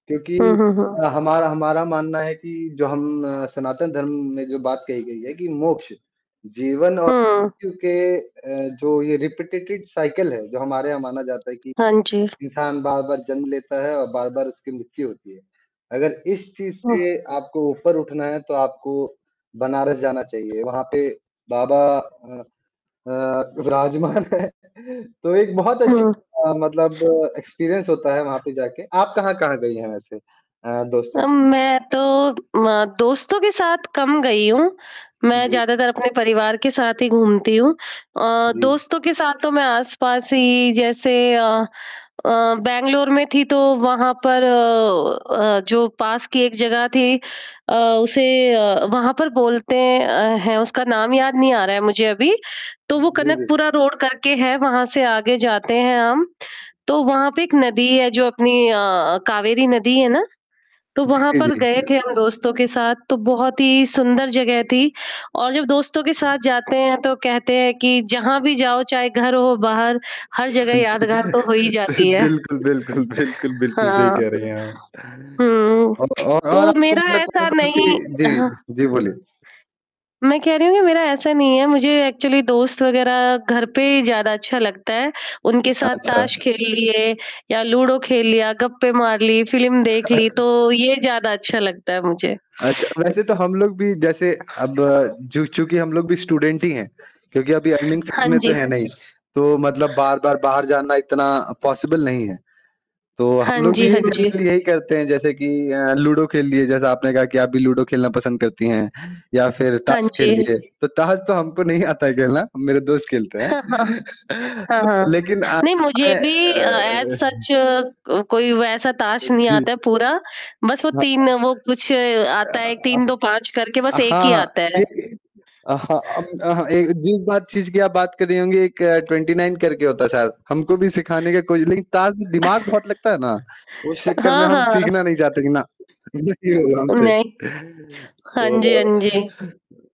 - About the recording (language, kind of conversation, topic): Hindi, unstructured, आप अपने दोस्तों के साथ समय बिताना कैसे पसंद करते हैं?
- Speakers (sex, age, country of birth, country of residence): female, 40-44, India, India; male, 20-24, India, India
- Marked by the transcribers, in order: static; other background noise; distorted speech; in English: "रिपीटेटेड साइकिल"; tapping; laughing while speaking: "विराजमान है"; in English: "एक्सपीरियंस"; chuckle; in English: "एक्चुअली"; sniff; in English: "स्टूडेंट"; in English: "अर्निंग फेज़"; in English: "पॉसिबल"; in English: "जनरली"; chuckle; in English: "एज़ सच"; chuckle; in English: "ट्वेंटी नाइन"; chuckle; chuckle